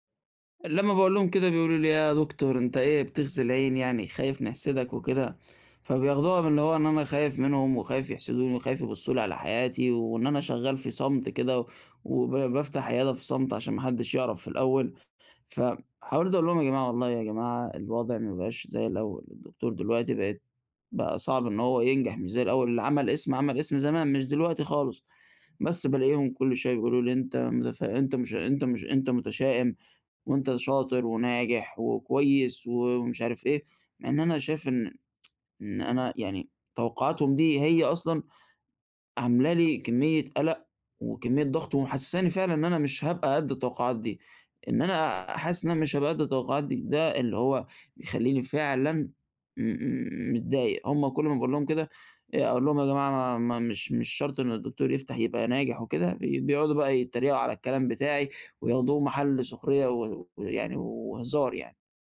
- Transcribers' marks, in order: tapping; tsk
- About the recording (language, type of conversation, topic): Arabic, advice, إزاي أتعامل مع ضغط النجاح وتوقّعات الناس اللي حواليّا؟